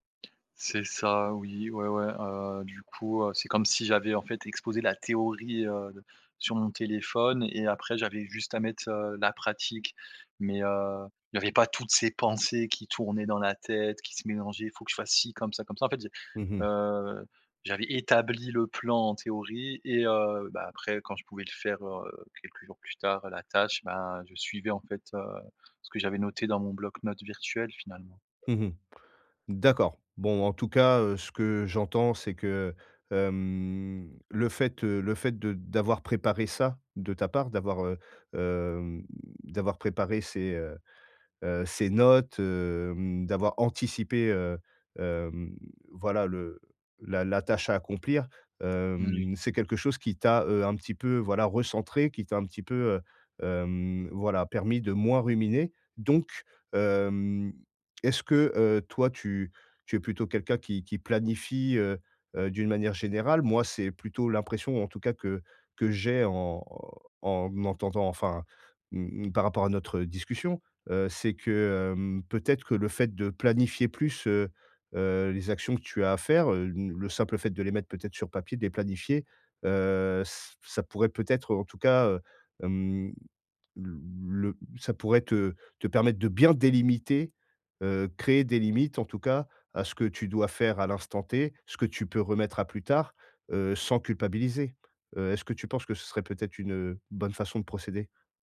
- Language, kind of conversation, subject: French, advice, Comment puis-je arrêter de ruminer sans cesse mes pensées ?
- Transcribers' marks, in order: other background noise; stressed: "bien"